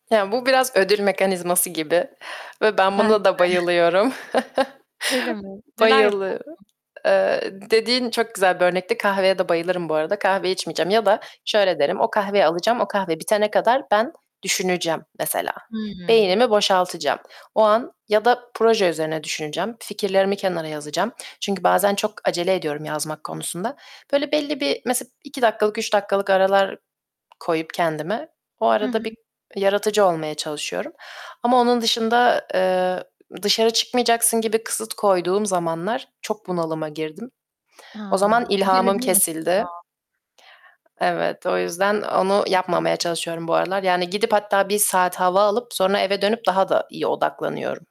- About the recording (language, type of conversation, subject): Turkish, podcast, Kısıtlar yaratıcılığı gerçekten tetikler mi, sen ne düşünüyorsun?
- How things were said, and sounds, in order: static; other background noise; tapping; distorted speech; chuckle; unintelligible speech